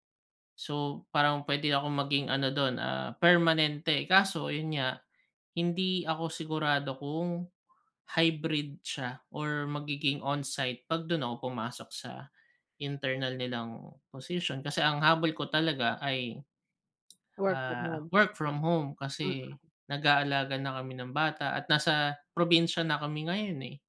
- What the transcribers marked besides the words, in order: tapping
- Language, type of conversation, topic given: Filipino, advice, Paano ako magpapasya kung lilipat ba ako ng trabaho o tatanggapin ang alok na pananatili mula sa kasalukuyan kong kumpanya?